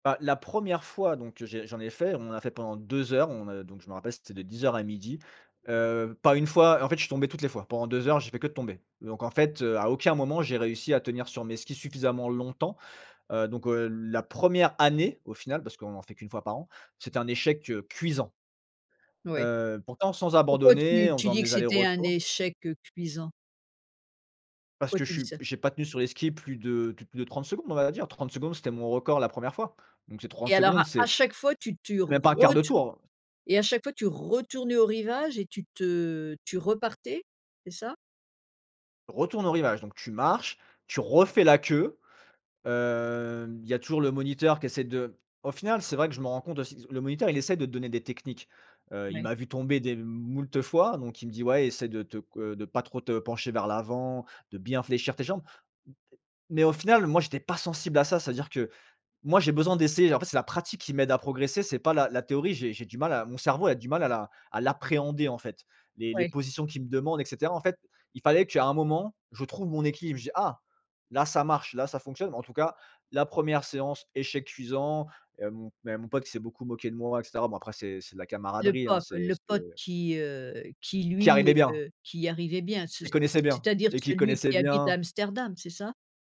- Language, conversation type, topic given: French, podcast, Peux-tu me parler d’un loisir d’été dont tu te souviens ?
- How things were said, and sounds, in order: stressed: "année"; stressed: "retournes"; stressed: "retournais"; stressed: "refais"; drawn out: "hem"; stressed: "pas"; other noise